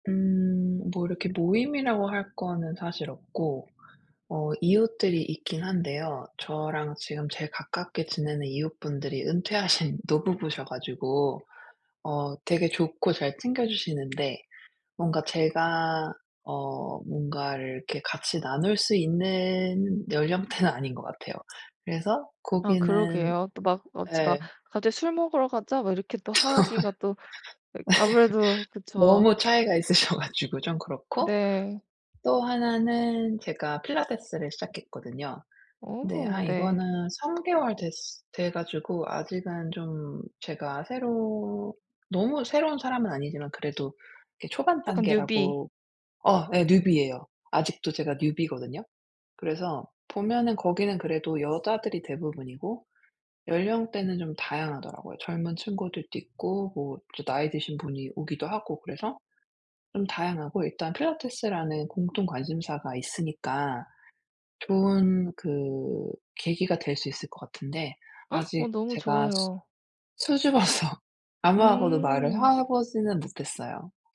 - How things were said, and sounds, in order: other background noise; laughing while speaking: "연령대는"; laugh; laughing while speaking: "있으셔"; tapping; gasp; laughing while speaking: "수줍어서"
- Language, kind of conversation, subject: Korean, advice, 새로운 도시에서 어떻게 자연스럽게 친구를 사귈 수 있을까요?